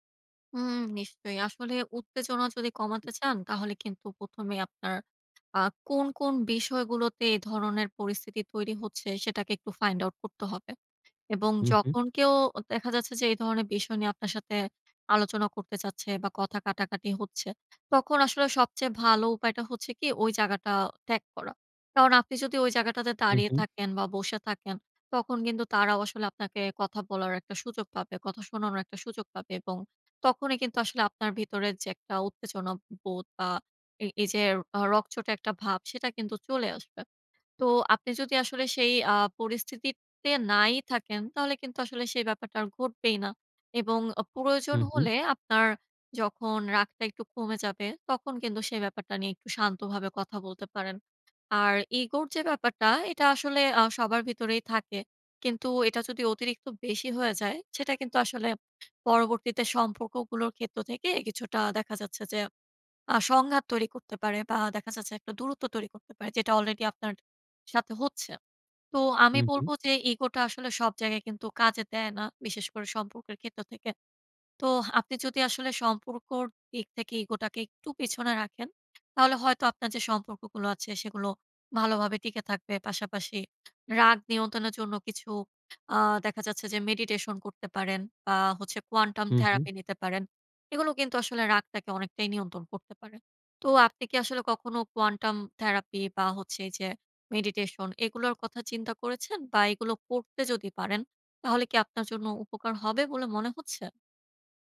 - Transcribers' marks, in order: in English: "Find Out"; in English: "Quantum Therapy"; in English: "Quantum Therapy"; in English: "Meditation"
- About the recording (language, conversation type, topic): Bengali, advice, পার্টি বা উৎসবে বন্ধুদের সঙ্গে ঝগড়া হলে আমি কীভাবে শান্তভাবে তা মিটিয়ে নিতে পারি?